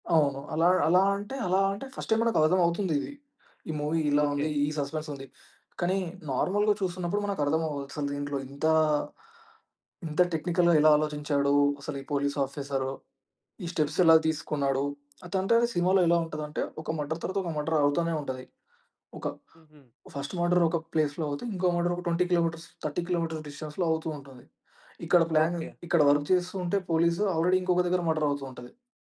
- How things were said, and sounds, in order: in English: "ఫస్ట్ టైమ్"; in English: "మూవీ"; in English: "సస్పెన్స్"; in English: "నార్మల్‌గా"; in English: "టెక్నికల్‌గా"; in English: "స్టెప్స్"; in English: "మర్డర్"; in English: "మర్డర్"; in English: "ఫస్ట్ మర్డర్"; in English: "ప్లేస్‌లో"; in English: "మర్డర్"; in English: "ట్వెంటీ కిలోమీటర్స్, థర్టీ కిలోమీటర్స్ డిస్టెన్స్‌లో"; in English: "ప్లాన్"; in English: "వర్క్"; in English: "ఆల్రెడీ"; in English: "మర్డర్"
- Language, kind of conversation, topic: Telugu, podcast, మీరు ఇప్పటికీ ఏ సినిమా కథను మర్చిపోలేక గుర్తు పెట్టుకుంటున్నారు?